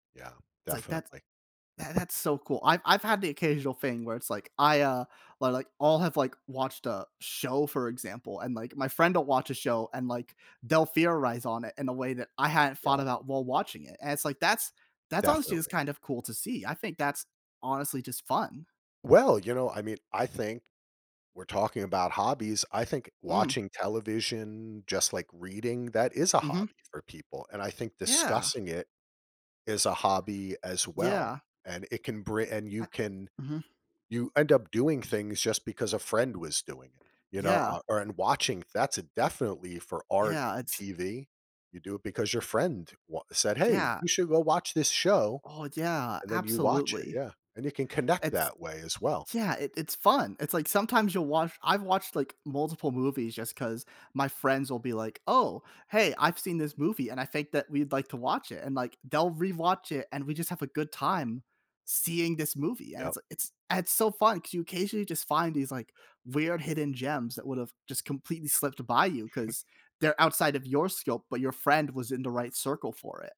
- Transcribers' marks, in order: other background noise; chuckle
- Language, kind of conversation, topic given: English, unstructured, How does sharing a hobby with friends change the experience?
- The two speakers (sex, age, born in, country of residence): male, 25-29, United States, United States; male, 50-54, United States, United States